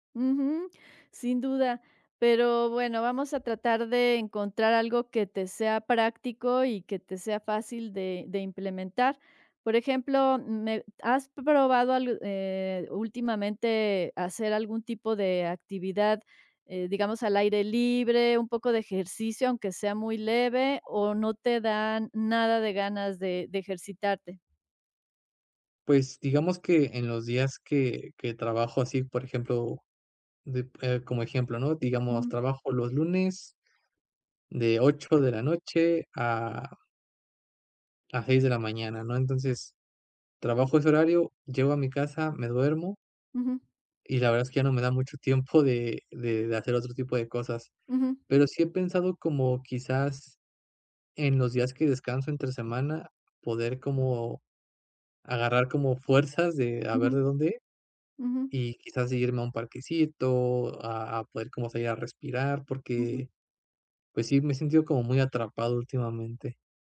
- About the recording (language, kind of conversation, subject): Spanish, advice, ¿Por qué no tengo energía para actividades que antes disfrutaba?
- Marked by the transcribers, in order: tapping; other background noise